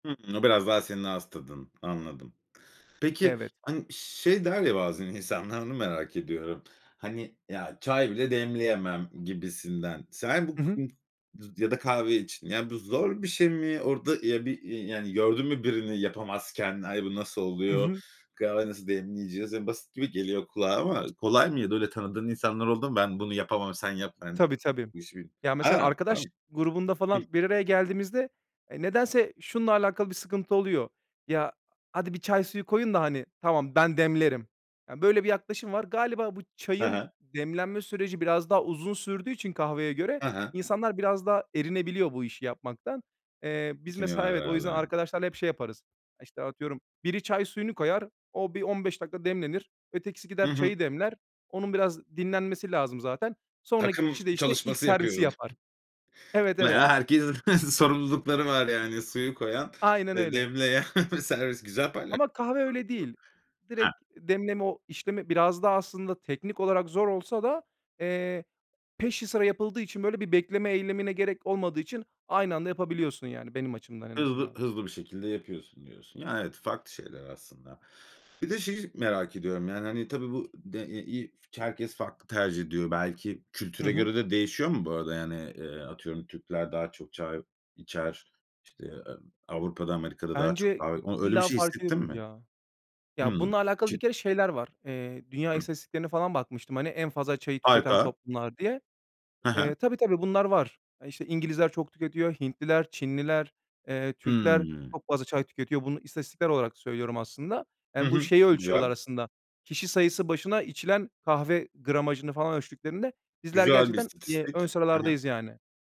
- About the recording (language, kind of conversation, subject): Turkish, podcast, Kahve veya çay demleme ritüelin nasıl?
- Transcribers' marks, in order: unintelligible speech; unintelligible speech; chuckle; unintelligible speech; chuckle; laughing while speaking: "sorumlulukları"; laughing while speaking: "demleyen"; unintelligible speech; other background noise